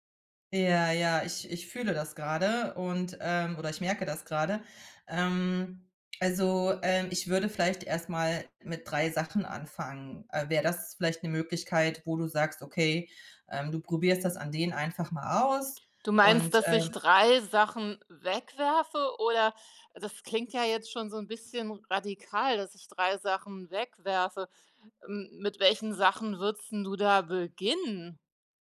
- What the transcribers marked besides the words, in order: other background noise
- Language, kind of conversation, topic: German, advice, Warum fällt es dir schwer, dich von Gegenständen mit emotionalem Wert zu trennen?